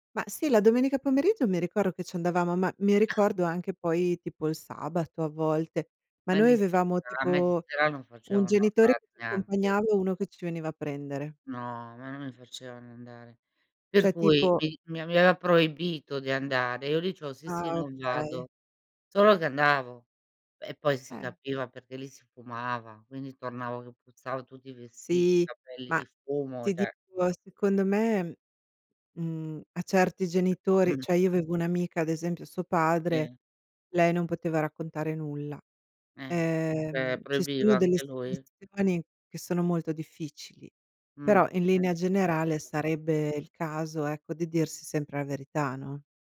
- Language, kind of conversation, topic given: Italian, unstructured, Pensi che sia giusto dire sempre la verità ai familiari?
- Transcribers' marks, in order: "ricordo" said as "ricoro"; cough; unintelligible speech; "cioè" said as "geh"; other background noise; throat clearing; tapping; unintelligible speech; unintelligible speech